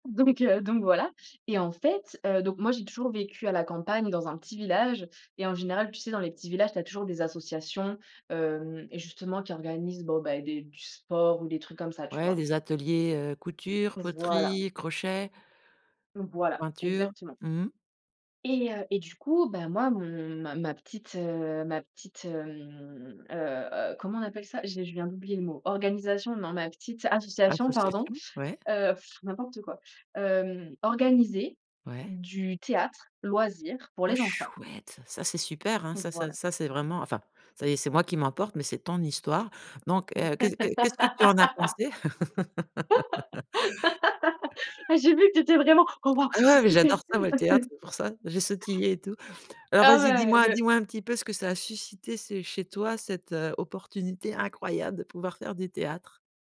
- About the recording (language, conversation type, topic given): French, podcast, Quel hobby t’aide le plus à vraiment te déconnecter ?
- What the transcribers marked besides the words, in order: blowing; laugh; stressed: "ton"; laugh; chuckle; other background noise; put-on voice: "Oh waouh ! C'est c'est super ! Ah c'est"; stressed: "incroyable"